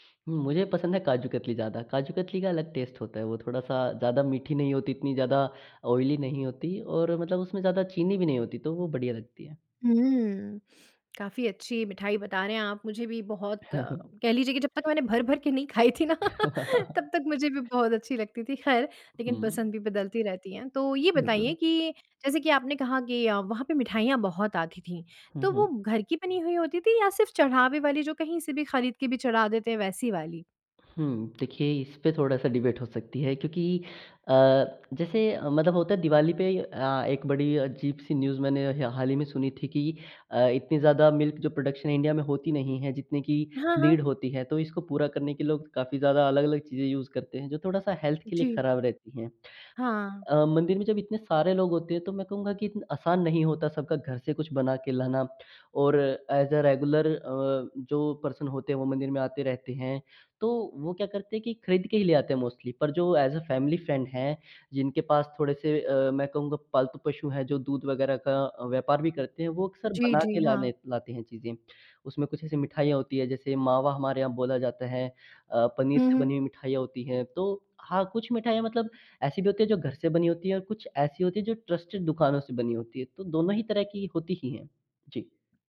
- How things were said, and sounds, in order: in English: "टेस्ट"; in English: "ऑयली"; chuckle; tapping; laughing while speaking: "खाई थी ना"; laugh; in English: "डिबेट"; in English: "न्यूज़"; in English: "मिल्क"; in English: "प्रोडक्शन"; in English: "नीड"; in English: "यूज़"; in English: "हेल्थ"; in English: "ऐज़ अ रेगुलर"; in English: "पर्सन"; in English: "मोस्टली"; in English: "ऐज़ अ फ़ैमिली फ्रेंड"; in English: "ट्रस्टेड"
- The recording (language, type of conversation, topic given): Hindi, podcast, क्या तुम्हें बचपन का कोई खास खाना याद है?